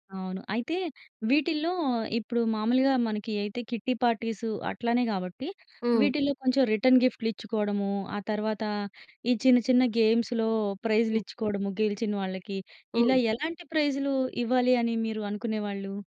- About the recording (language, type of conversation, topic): Telugu, podcast, పొట్లక్ విందు ఏర్పాటు చేస్తే అతిథులను మీరు ఎలా ఆహ్వానిస్తారు?
- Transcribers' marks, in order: in English: "కిట్టి పార్టీస్"; in English: "రిటర్న్"; in English: "గేమ్స్‌లో"